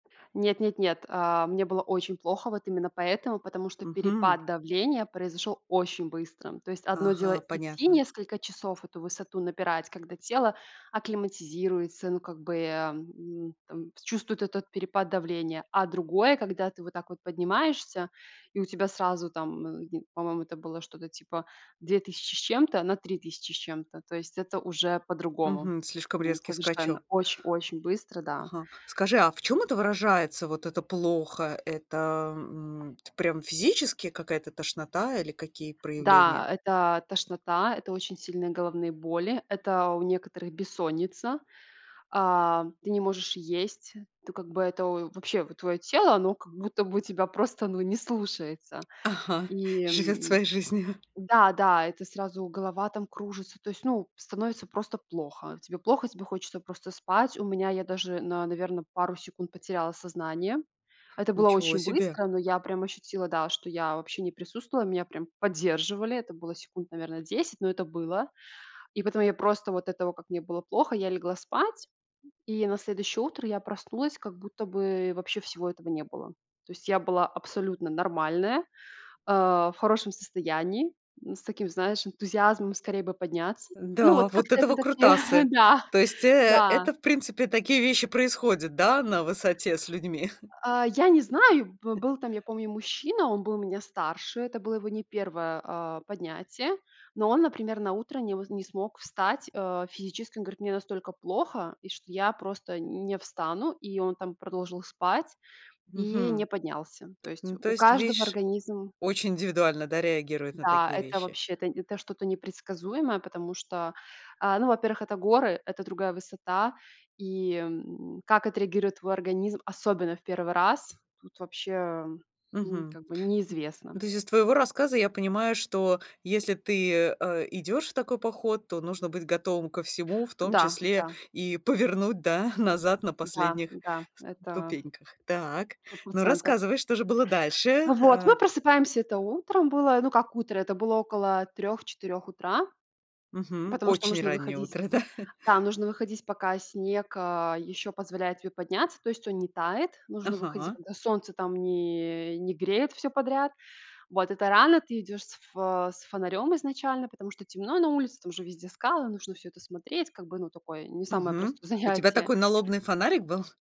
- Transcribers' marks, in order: tapping; laughing while speaking: "живёт своей жизнью"; chuckle; chuckle; other noise; laughing while speaking: "да"; laughing while speaking: "да"; laughing while speaking: "занятие"; laughing while speaking: "был?"
- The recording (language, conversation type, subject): Russian, podcast, Расскажи про случай, когда погода перевернула планы?